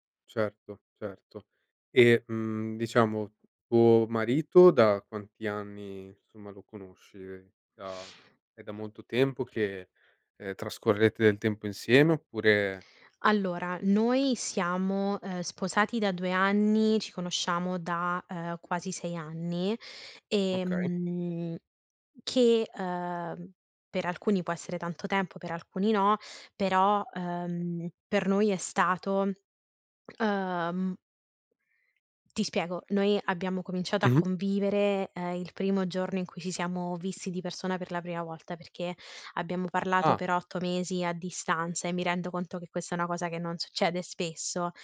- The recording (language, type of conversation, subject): Italian, podcast, Come scegliere se avere figli oppure no?
- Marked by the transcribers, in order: other background noise; tapping